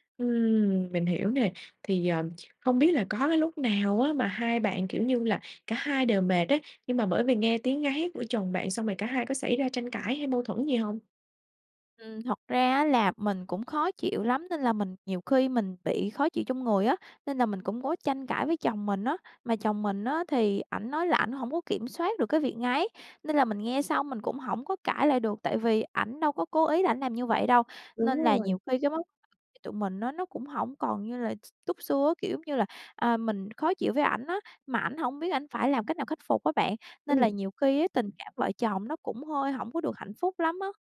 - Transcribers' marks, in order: tapping; other background noise
- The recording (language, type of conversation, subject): Vietnamese, advice, Làm thế nào để xử lý tình trạng chồng/vợ ngáy to khiến cả hai mất ngủ?
- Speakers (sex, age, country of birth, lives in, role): female, 25-29, Vietnam, Vietnam, advisor; female, 25-29, Vietnam, Vietnam, user